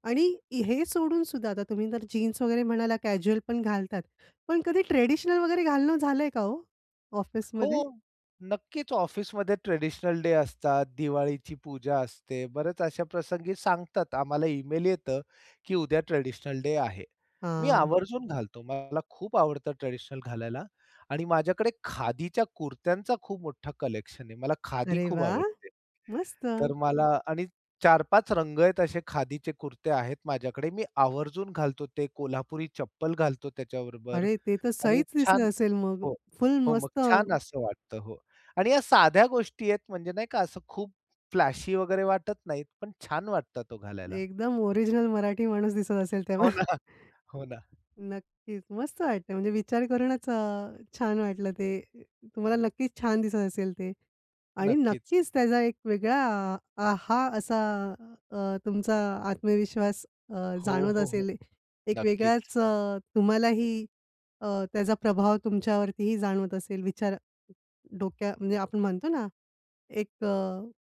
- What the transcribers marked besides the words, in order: in English: "कॅज्युअल"; other background noise; tapping; chuckle
- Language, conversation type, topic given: Marathi, podcast, वाईट दिवशी कपड्यांनी कशी मदत केली?